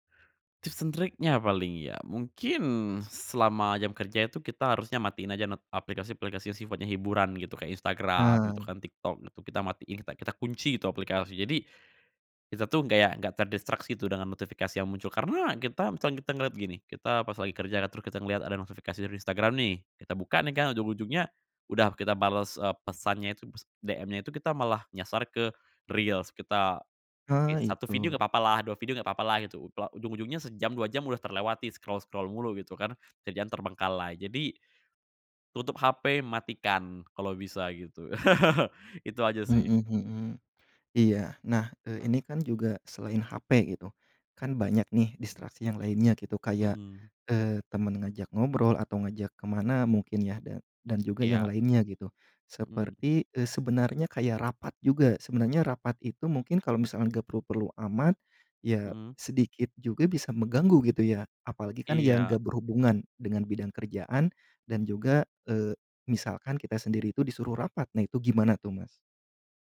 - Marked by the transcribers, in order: in English: "and"; "terus" said as "teru"; in English: "scroll-scroll"; laugh
- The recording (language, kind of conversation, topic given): Indonesian, podcast, Gimana kamu menjaga keseimbangan kerja dan kehidupan pribadi?